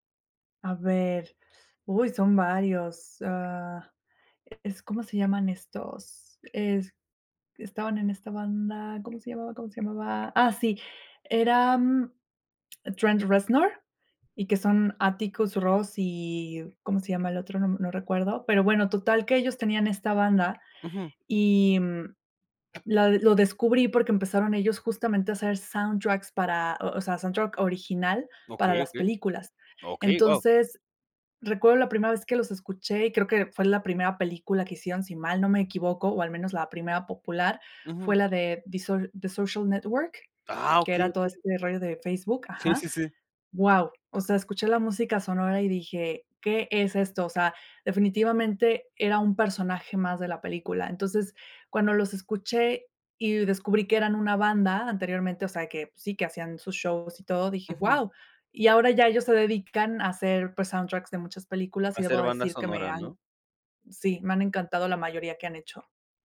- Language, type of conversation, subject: Spanish, podcast, ¿Qué te llevó a explorar géneros que antes rechazabas?
- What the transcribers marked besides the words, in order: tapping; surprised: "Ah, okey, okey"